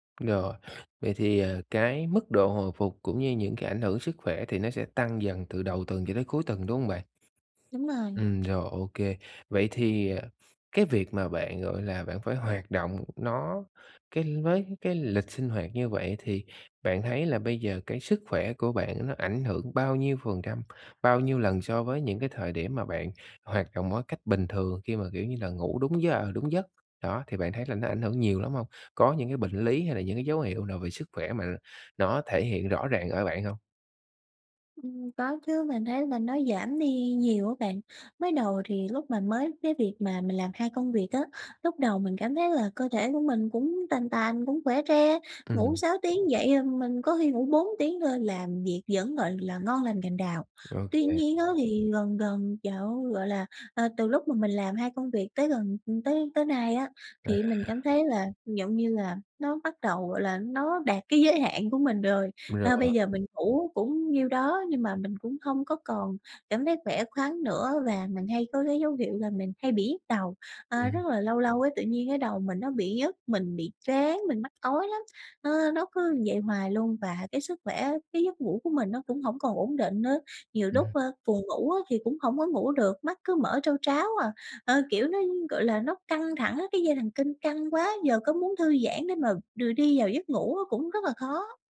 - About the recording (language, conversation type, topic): Vietnamese, advice, Làm thế nào để nhận biết khi nào cơ thể cần nghỉ ngơi?
- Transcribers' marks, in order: tapping; other background noise; unintelligible speech; "đưa" said as "đừa"